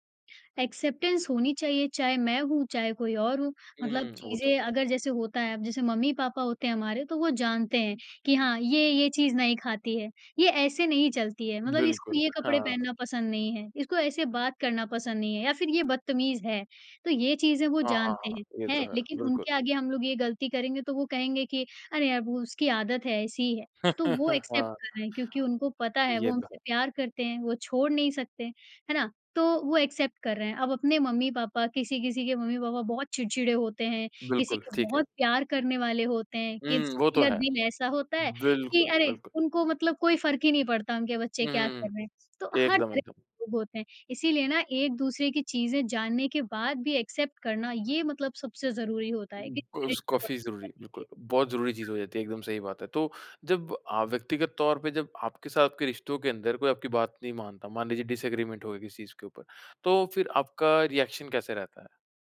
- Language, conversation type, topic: Hindi, podcast, रिश्तों में सम्मान और स्वतंत्रता का संतुलन कैसे बनाए रखें?
- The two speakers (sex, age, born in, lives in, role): female, 40-44, India, India, guest; male, 25-29, India, India, host
- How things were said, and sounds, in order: in English: "एक्सेप्टेंस"; laugh; in English: "एक्सेप्ट"; in English: "एक्सेप्ट"; in English: "एक्सेप्ट"; unintelligible speech; in English: "डिसएग्रीमेंट"; in English: "रिएक्शन"